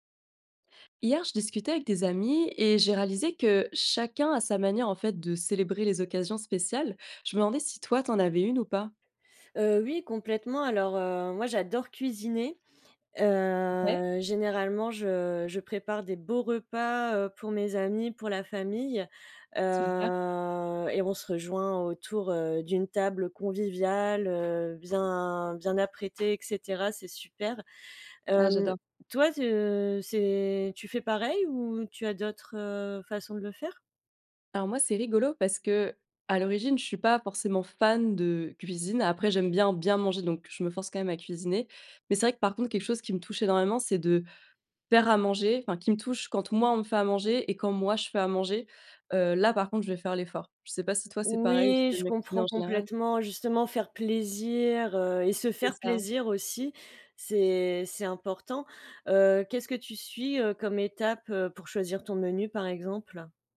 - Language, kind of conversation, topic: French, unstructured, Comment prépares-tu un repas pour une occasion spéciale ?
- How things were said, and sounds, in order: drawn out: "Heu"; drawn out: "Heu"; tapping; stressed: "fan"; stressed: "faire"; other background noise; stressed: "faire"